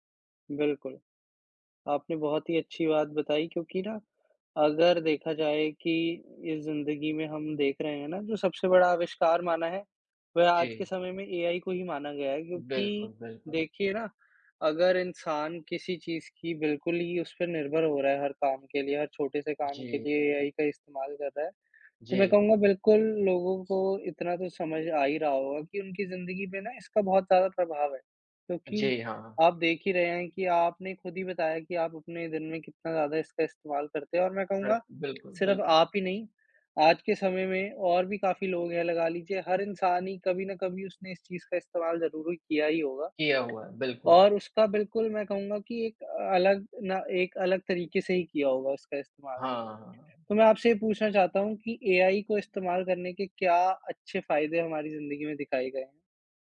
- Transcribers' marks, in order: other background noise; other noise; tapping
- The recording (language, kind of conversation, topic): Hindi, unstructured, क्या आपको लगता है कि कृत्रिम बुद्धिमत्ता मानवता के लिए खतरा है?